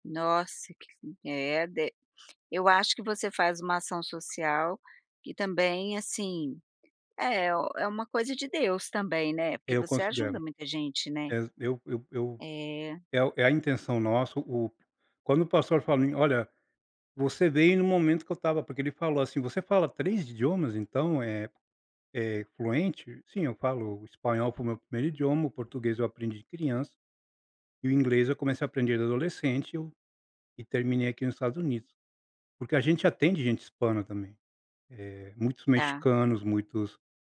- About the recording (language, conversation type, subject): Portuguese, podcast, Como você começou o projeto pelo qual é apaixonado?
- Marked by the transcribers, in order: none